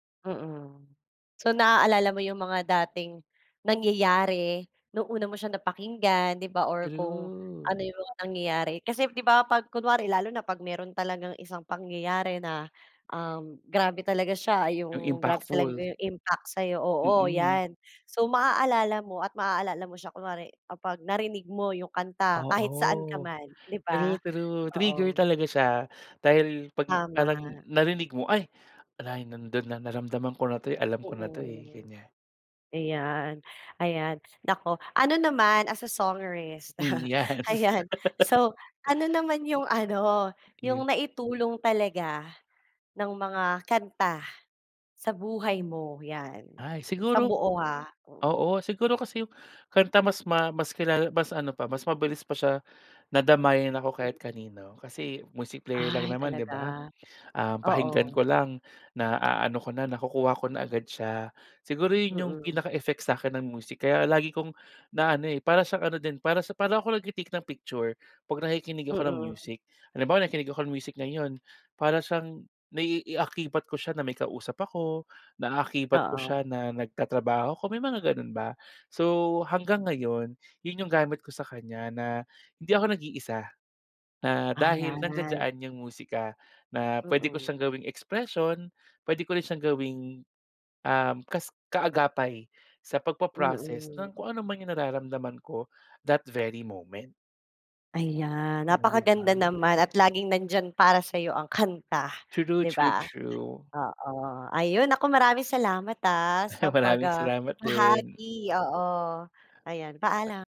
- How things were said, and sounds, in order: drawn out: "True"; tapping; drawn out: "Oo"; chuckle; laughing while speaking: "ayan"; laugh; other background noise; in English: "that very moment"; chuckle
- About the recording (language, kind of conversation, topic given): Filipino, podcast, May kanta ba na agad nagpapabalik sa’yo ng mga alaala ng pamilya mo?